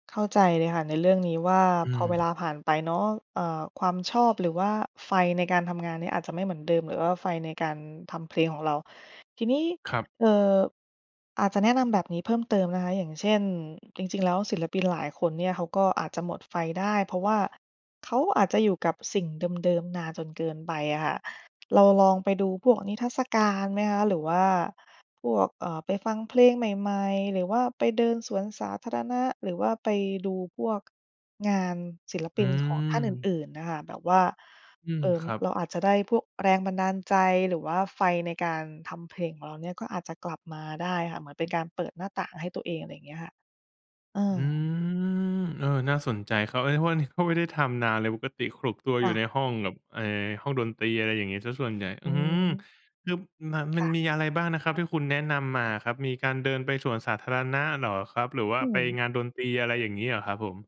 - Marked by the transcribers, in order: other background noise; drawn out: "อืม"; "คือ" said as "คึม"
- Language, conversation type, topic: Thai, advice, ทำอย่างไรดีเมื่อหมดแรงจูงใจทำงานศิลปะที่เคยรัก?